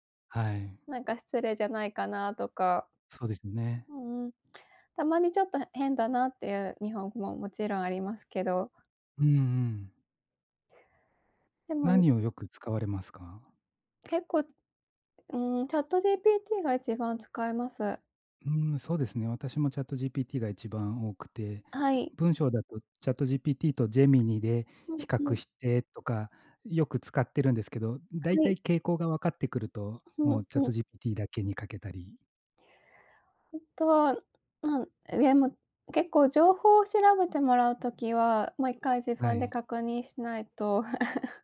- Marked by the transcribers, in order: chuckle
- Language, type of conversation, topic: Japanese, unstructured, 最近、科学について知って驚いたことはありますか？